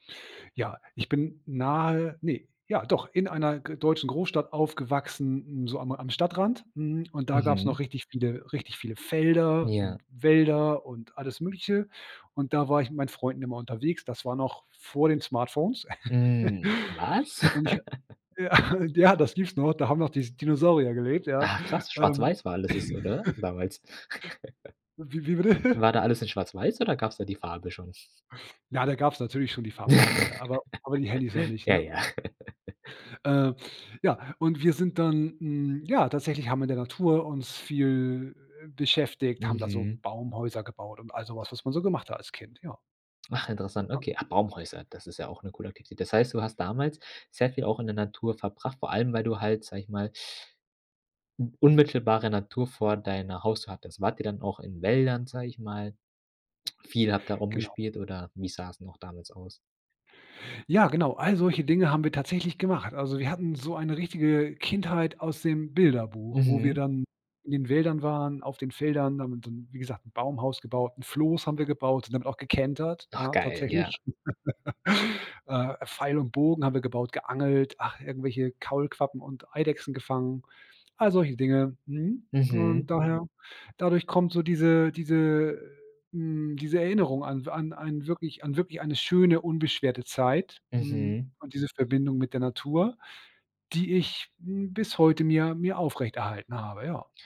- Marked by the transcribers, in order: surprised: "was?"; chuckle; laughing while speaking: "ja"; chuckle; snort; chuckle; chuckle; unintelligible speech; laugh
- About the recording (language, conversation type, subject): German, podcast, Wie wichtig ist dir Zeit in der Natur?